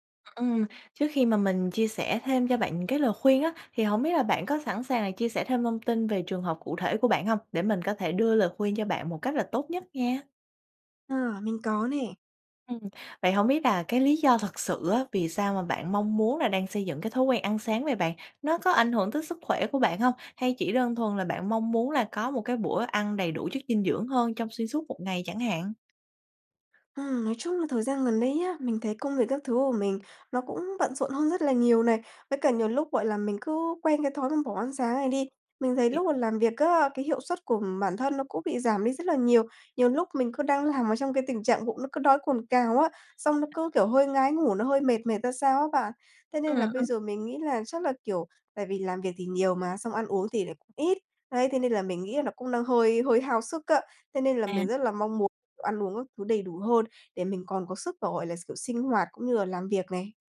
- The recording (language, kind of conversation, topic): Vietnamese, advice, Làm sao để duy trì một thói quen mới mà không nhanh nản?
- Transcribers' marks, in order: tapping; other background noise; horn